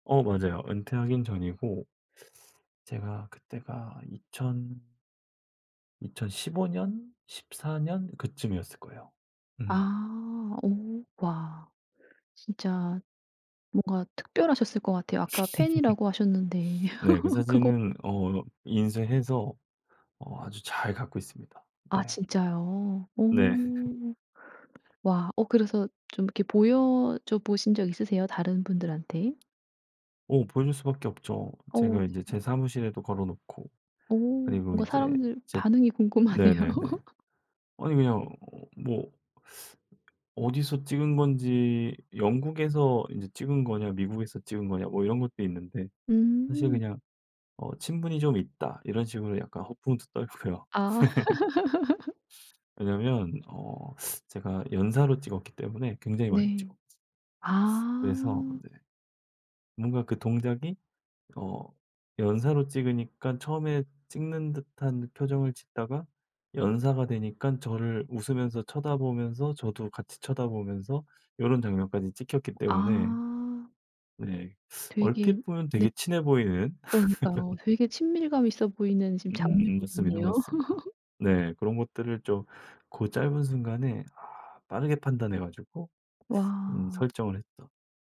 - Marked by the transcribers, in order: laugh; tapping; laugh; laughing while speaking: "네"; laugh; other background noise; laughing while speaking: "궁금하네요"; laugh; laughing while speaking: "떨고요"; laugh; laugh; laugh
- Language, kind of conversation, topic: Korean, podcast, 해외에서 만난 사람 중 가장 기억에 남는 사람은 누구인가요? 왜 그렇게 기억에 남는지도 알려주세요?